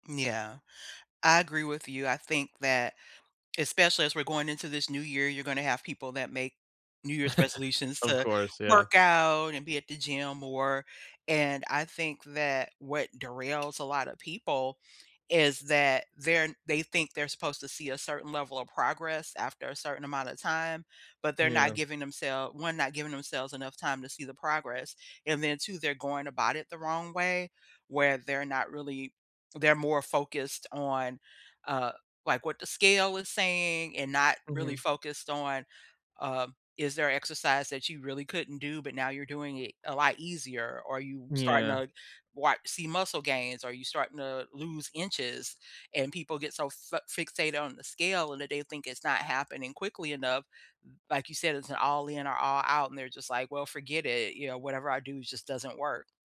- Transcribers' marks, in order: chuckle; tapping; other background noise
- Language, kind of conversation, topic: English, unstructured, How can I start exercising when I know it's good for me?